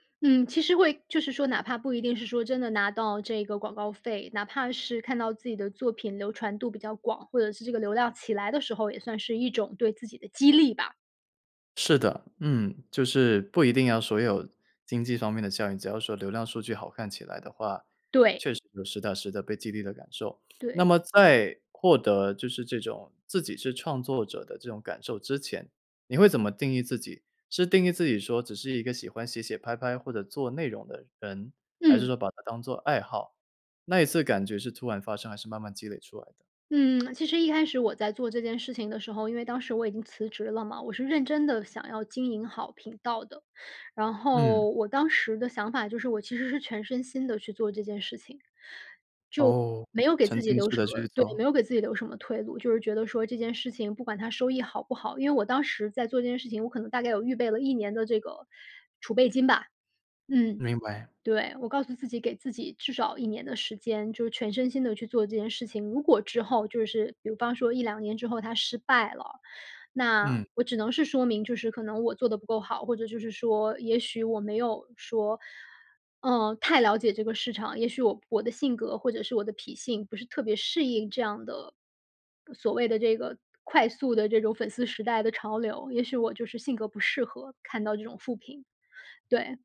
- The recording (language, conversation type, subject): Chinese, podcast, 你第一次什么时候觉得自己是创作者？
- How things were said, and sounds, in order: sniff; tsk